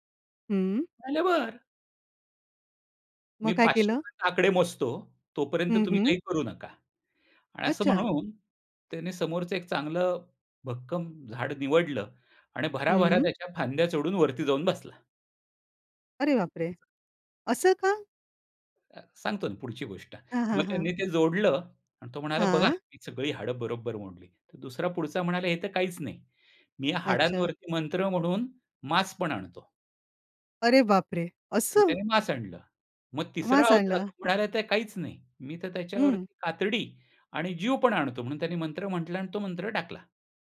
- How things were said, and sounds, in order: tapping; other background noise; surprised: "अरे बापरे!"
- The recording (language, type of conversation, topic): Marathi, podcast, लोकांना प्रेरित करण्यासाठी तुम्ही कथा कशा वापरता?